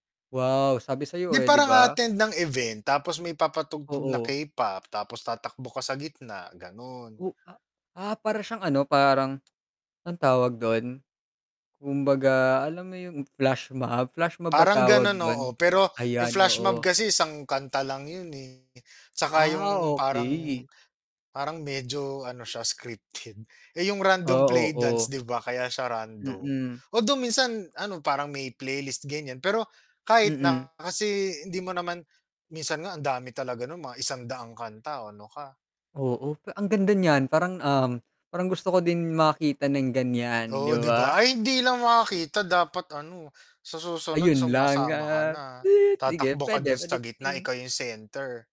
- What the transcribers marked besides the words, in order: tapping; static; distorted speech; other noise
- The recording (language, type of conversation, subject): Filipino, unstructured, Paano mo nahikayat ang iba na subukan ang paborito mong libangan?